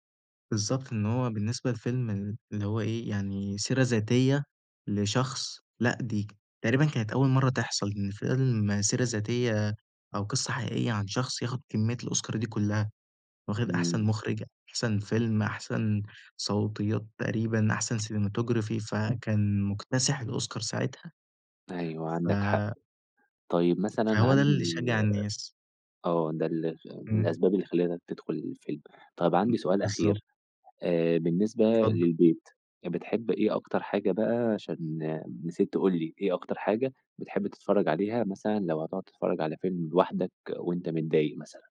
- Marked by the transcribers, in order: tapping; in English: "cinematography"
- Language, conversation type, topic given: Arabic, podcast, إيه الفرق اللي بتحسه بين إنك تتفرج على فيلم في السينما وبين إنك تتفرج عليه في البيت؟